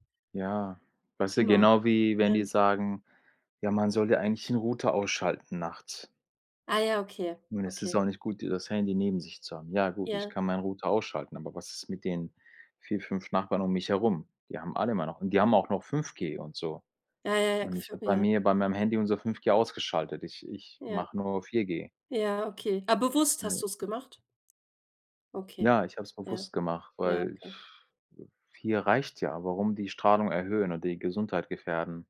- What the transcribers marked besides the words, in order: none
- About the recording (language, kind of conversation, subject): German, unstructured, Wie verändert Technologie unseren Alltag wirklich?